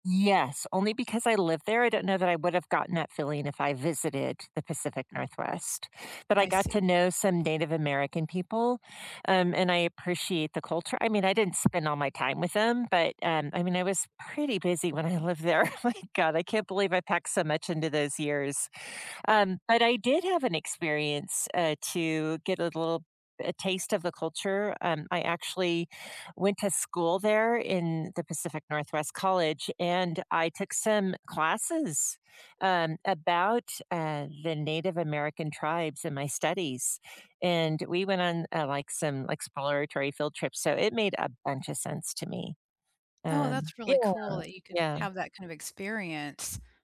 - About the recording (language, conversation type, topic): English, unstructured, Do you binge-watch shows all at once or savor episodes slowly, and why does that fit your life?
- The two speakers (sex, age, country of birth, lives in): female, 50-54, United States, United States; female, 60-64, United States, United States
- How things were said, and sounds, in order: tapping; laughing while speaking: "My"